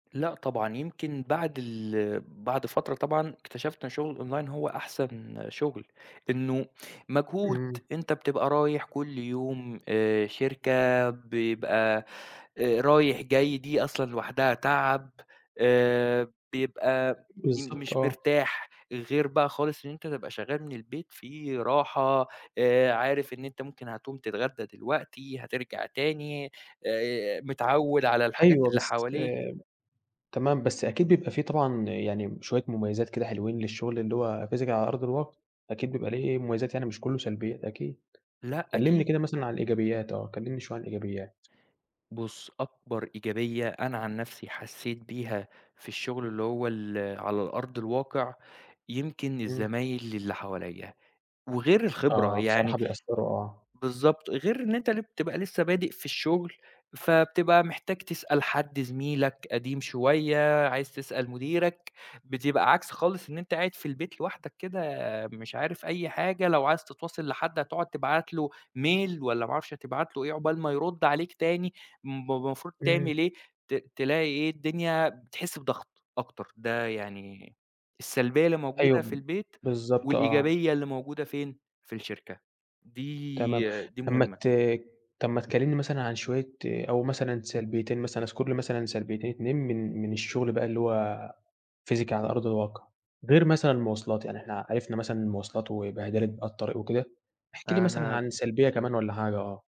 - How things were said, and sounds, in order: tapping; in English: "الأونلاين"; in English: "physical"; in English: "mail"; in English: "physical"
- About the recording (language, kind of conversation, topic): Arabic, podcast, إزاي بتوازن بين الشغل والحياة؟
- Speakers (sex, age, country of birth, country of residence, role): male, 18-19, Egypt, Egypt, host; male, 20-24, Saudi Arabia, Egypt, guest